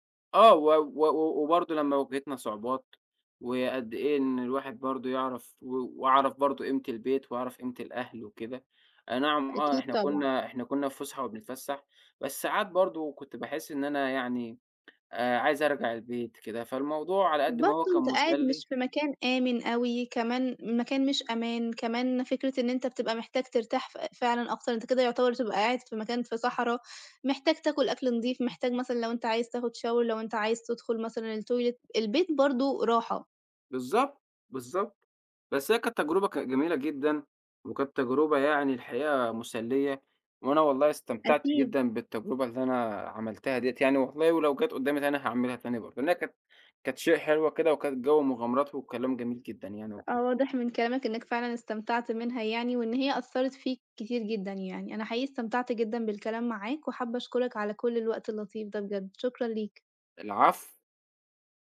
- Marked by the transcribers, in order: tapping; in English: "شاور"; in English: "التويلت"; unintelligible speech
- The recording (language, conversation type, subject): Arabic, podcast, إزاي بتجهّز لطلعة تخييم؟